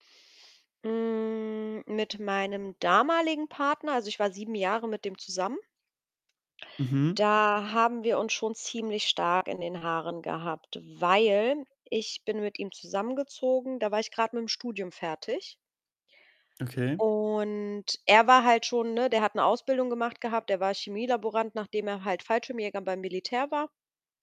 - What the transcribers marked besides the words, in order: drawn out: "Hm"; other background noise; stressed: "weil"; drawn out: "Und"
- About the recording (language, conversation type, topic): German, podcast, Wie kann man über Geld sprechen, ohne sich zu streiten?